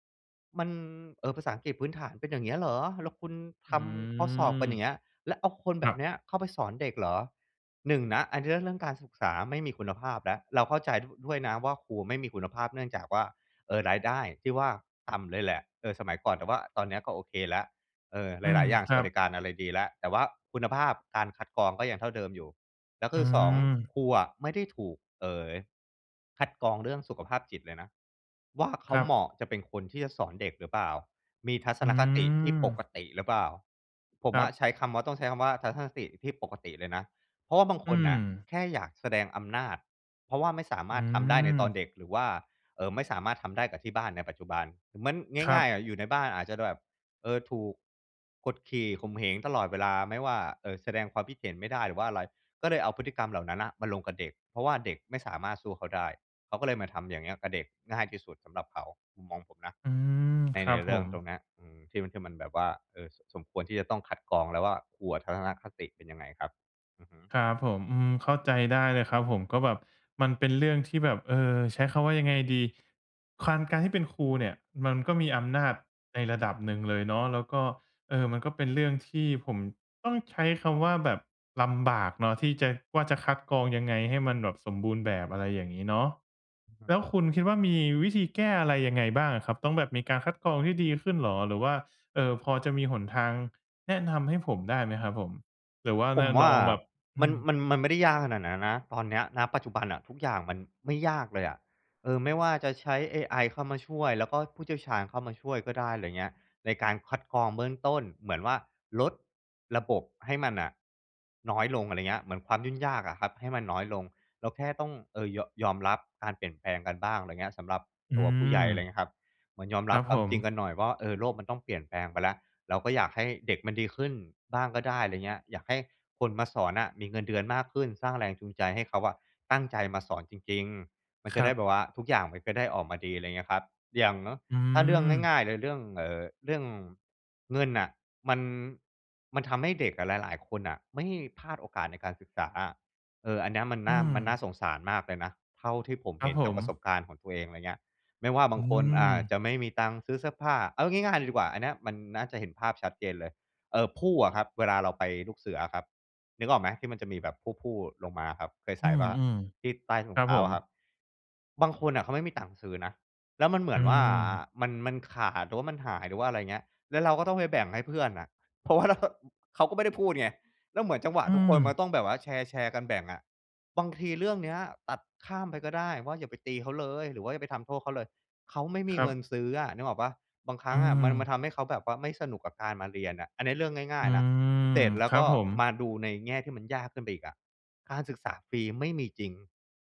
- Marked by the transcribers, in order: "ยุ่ง" said as "ยุ่น"; laughing while speaking: "เรา"; chuckle; other noise
- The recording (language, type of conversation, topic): Thai, podcast, เล่าถึงความไม่เท่าเทียมทางการศึกษาที่คุณเคยพบเห็นมาได้ไหม?